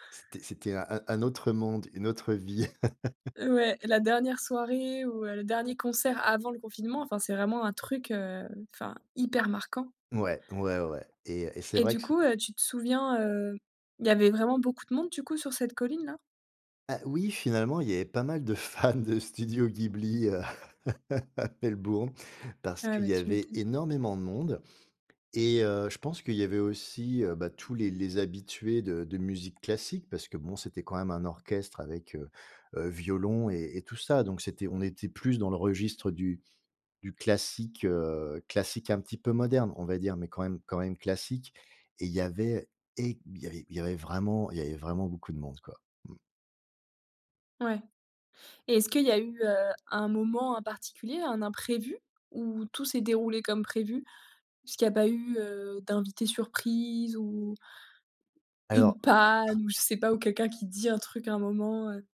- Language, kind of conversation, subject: French, podcast, Quelle expérience de concert inoubliable as-tu vécue ?
- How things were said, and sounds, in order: tapping; chuckle; stressed: "hyper"; laughing while speaking: "il y avait pas mal de fans de Studio Ghibli à Melbourne"; chuckle; other background noise